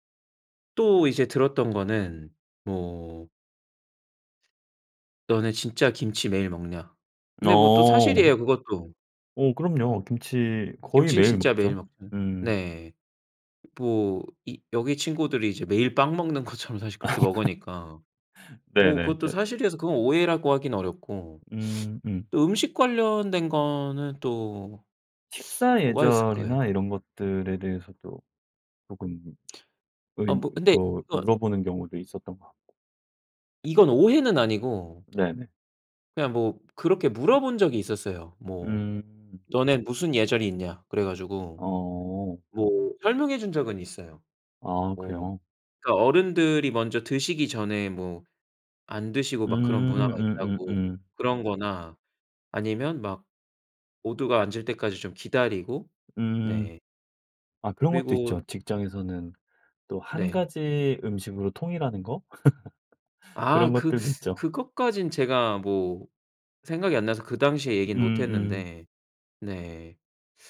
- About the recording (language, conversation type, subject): Korean, podcast, 네 문화에 대해 사람들이 오해하는 점은 무엇인가요?
- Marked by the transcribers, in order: laughing while speaking: "것처럼"; laugh; teeth sucking; teeth sucking; unintelligible speech; tapping; other background noise; laugh